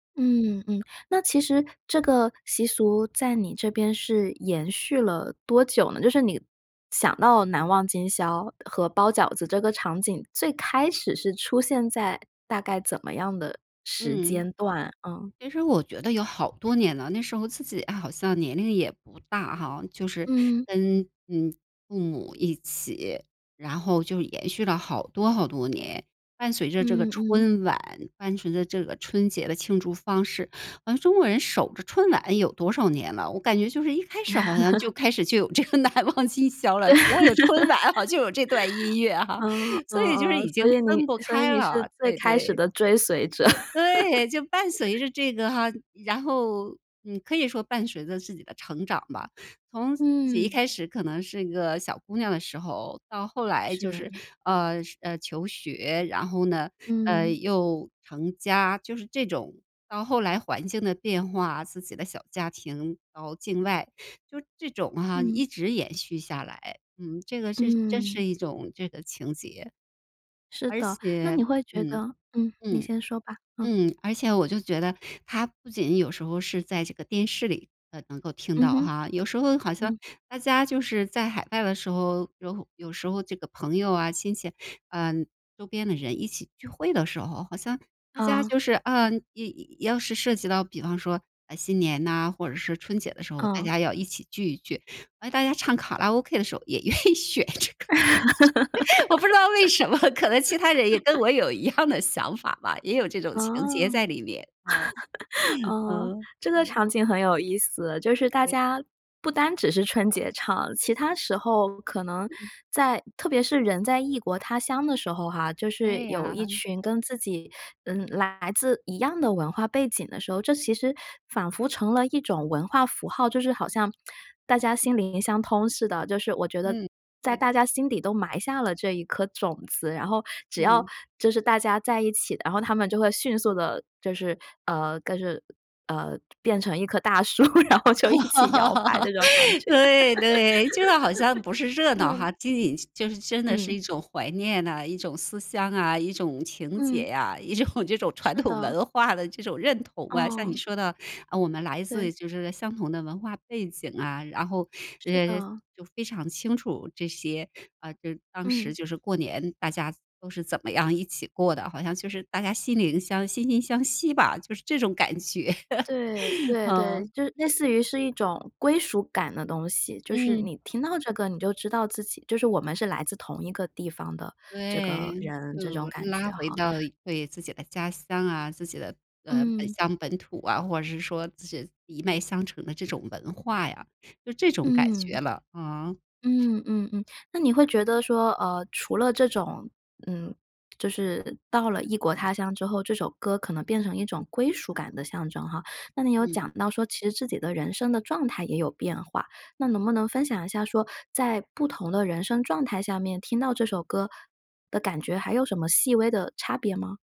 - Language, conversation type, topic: Chinese, podcast, 节庆音乐带给你哪些记忆？
- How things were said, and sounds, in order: tapping; other background noise; laugh; laughing while speaking: "难忘今宵了，如果有春晚好像就有这段音乐哈"; laughing while speaking: "对"; laugh; laugh; laughing while speaking: "愿意选这个。 我不知道为什么"; laugh; laugh; lip smack; laugh; laughing while speaking: "树，然后就一起摇摆这种感觉"; laugh; laughing while speaking: "一种 这种传统文化的这种认同啊"; chuckle; other noise